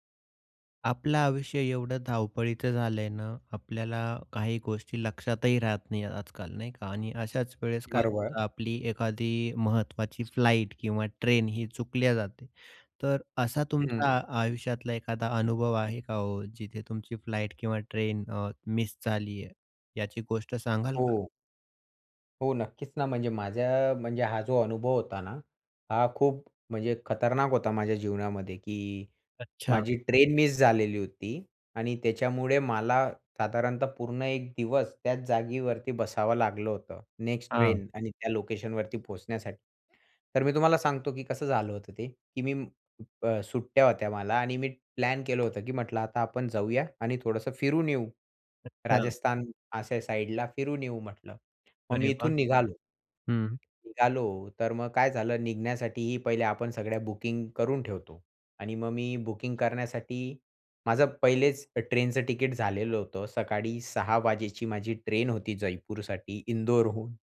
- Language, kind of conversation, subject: Marathi, podcast, तुम्ही कधी फ्लाइट किंवा ट्रेन चुकवली आहे का, आणि तो अनुभव सांगू शकाल का?
- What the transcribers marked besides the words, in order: in English: "फ्लाइट"; tapping; in English: "फ्लाइट"; other background noise